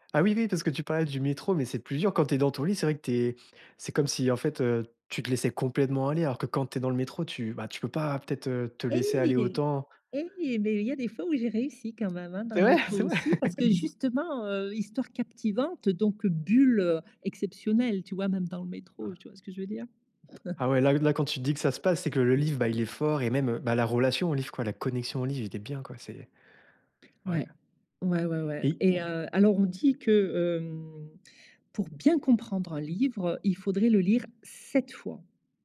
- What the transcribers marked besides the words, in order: stressed: "Et"; laughing while speaking: "Cest vrai ? C'est vrai ?"; laugh; unintelligible speech; chuckle
- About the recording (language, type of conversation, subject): French, podcast, Comment fais-tu pour te mettre dans ta bulle quand tu lis un livre ?
- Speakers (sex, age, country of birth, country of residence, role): female, 55-59, France, Portugal, guest; male, 30-34, France, France, host